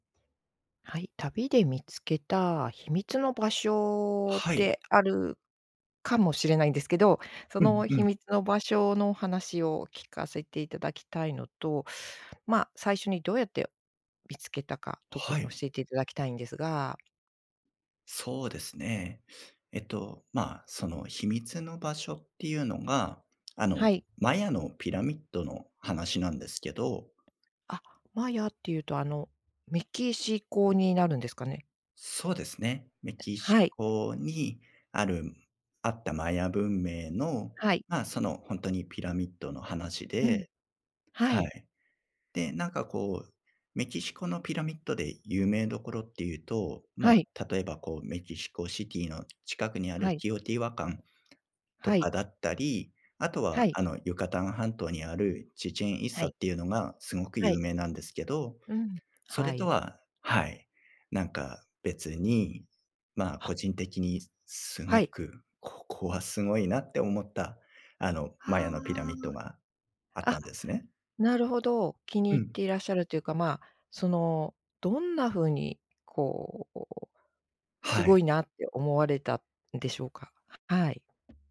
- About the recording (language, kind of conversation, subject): Japanese, podcast, 旅で見つけた秘密の場所について話してくれますか？
- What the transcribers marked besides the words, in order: other background noise